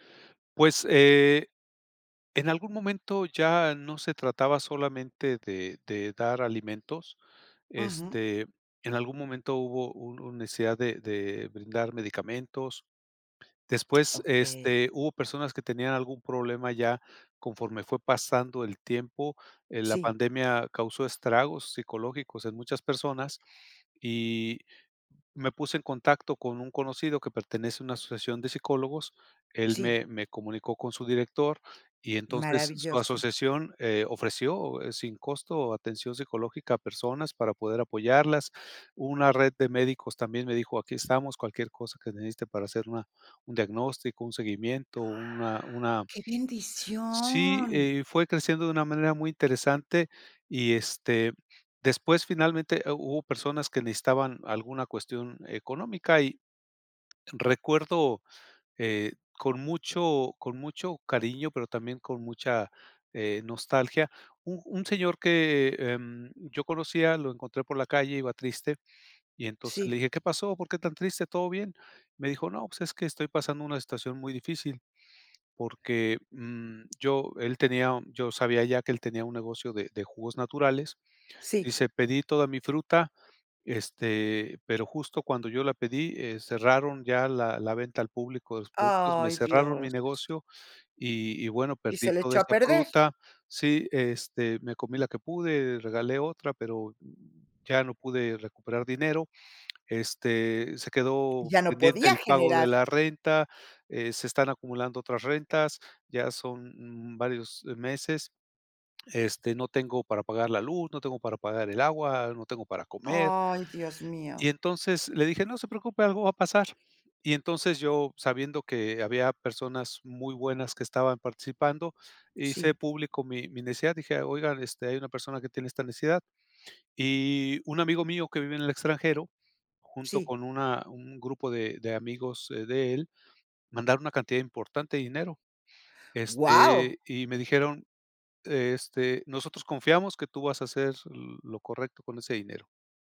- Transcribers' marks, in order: other background noise
- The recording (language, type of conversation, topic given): Spanish, podcast, ¿Cómo fue que un favor pequeño tuvo consecuencias enormes para ti?